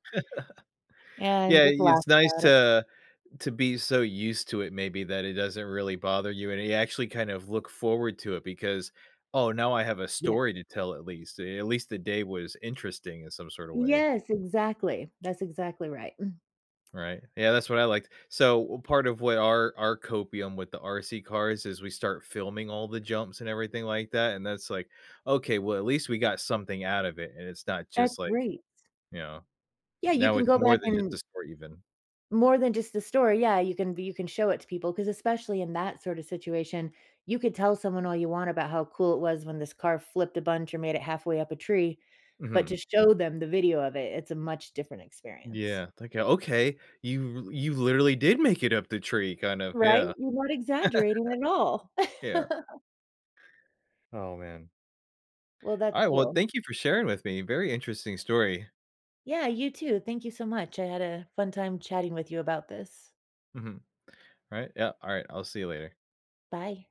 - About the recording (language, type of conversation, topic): English, unstructured, What keeps me laughing instead of quitting when a hobby goes wrong?
- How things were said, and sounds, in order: chuckle; tapping; laugh